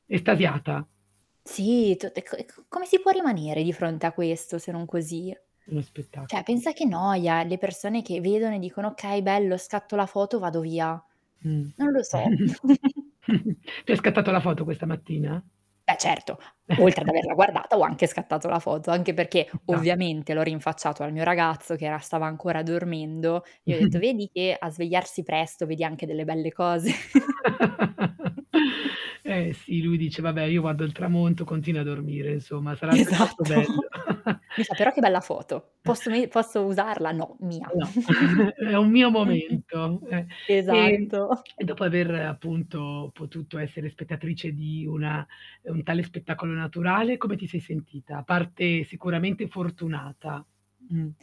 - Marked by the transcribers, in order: static; mechanical hum; "Cioè" said as "ceh"; giggle; chuckle; chuckle; distorted speech; chuckle; chuckle; laughing while speaking: "cose?"; chuckle; laughing while speaking: "Esatto"; chuckle; chuckle; giggle; laughing while speaking: "Esatto"
- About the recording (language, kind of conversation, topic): Italian, podcast, Qual è un momento di bellezza naturale che non dimenticherai mai?